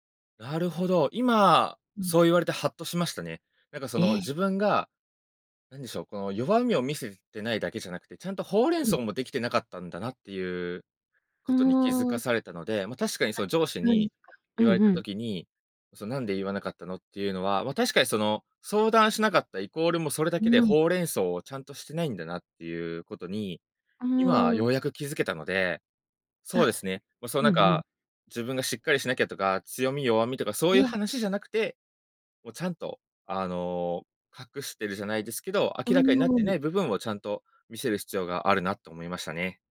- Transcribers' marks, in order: other noise
- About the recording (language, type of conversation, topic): Japanese, advice, なぜ私は人に頼らずに全部抱え込み、燃え尽きてしまうのでしょうか？